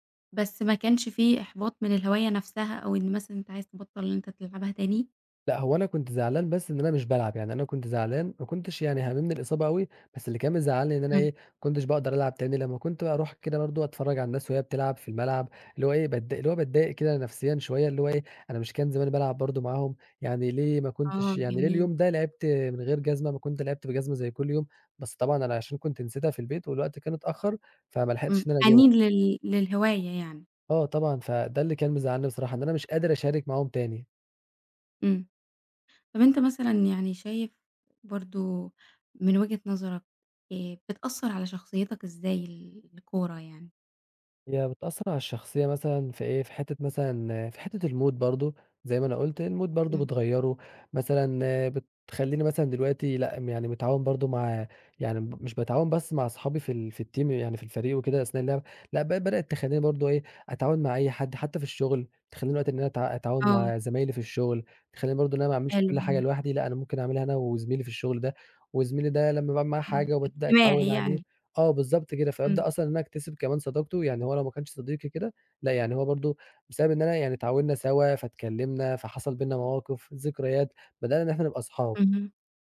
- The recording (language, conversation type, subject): Arabic, podcast, إيه أكتر هواية بتحب تمارسها وليه؟
- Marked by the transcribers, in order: in English: "الmood"; in English: "الmood"; in English: "الteam"